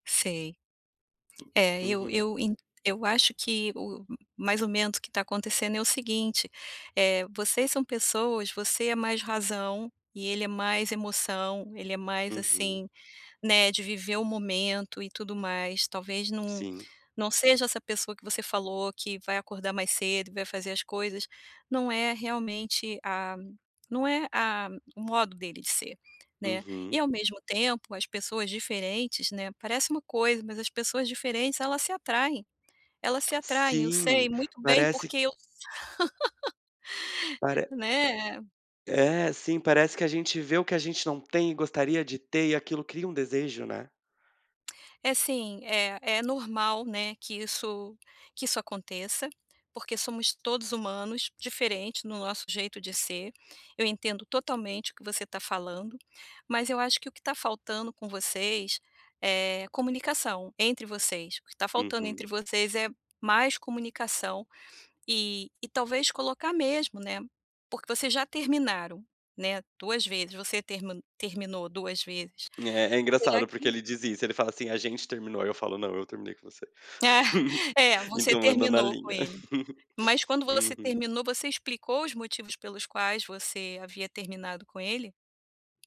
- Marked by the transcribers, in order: laugh; chuckle; laugh; tapping
- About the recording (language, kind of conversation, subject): Portuguese, advice, Como posso comunicar minhas expectativas no começo de um relacionamento?